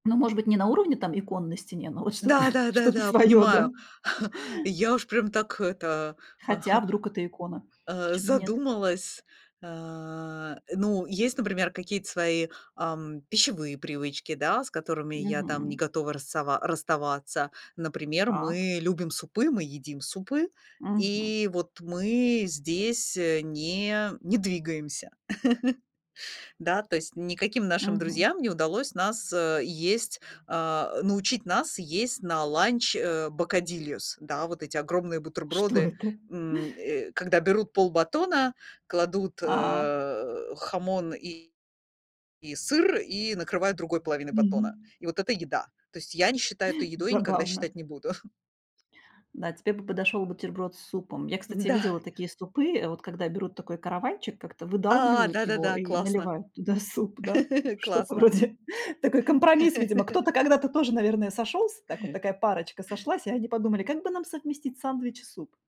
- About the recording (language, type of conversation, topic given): Russian, podcast, Как вы находите баланс между адаптацией к новым условиям и сохранением своих корней?
- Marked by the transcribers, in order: chuckle; laughing while speaking: "что-то своё, да?"; chuckle; laugh; laughing while speaking: "Что это?"; laughing while speaking: "Забавно"; chuckle; laughing while speaking: "М-да"; laughing while speaking: "суп, да, что-то вроде"; laugh; laugh